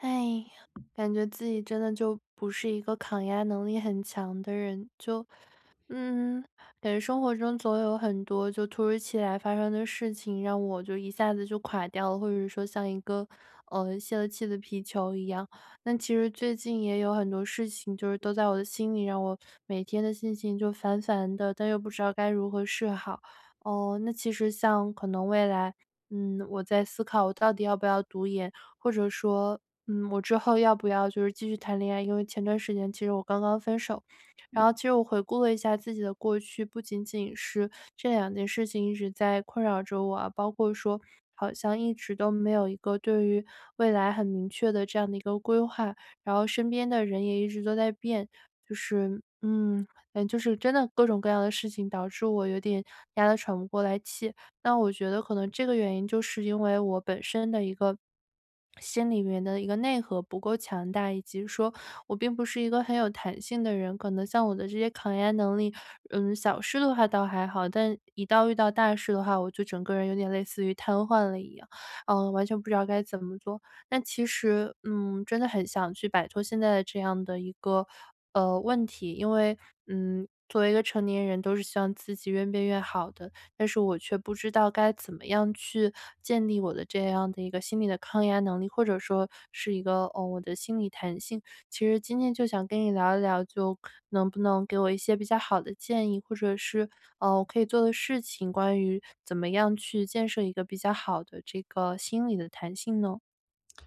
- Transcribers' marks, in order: other background noise; tapping
- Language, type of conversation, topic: Chinese, advice, 我怎样在变化和不确定中建立心理弹性并更好地适应？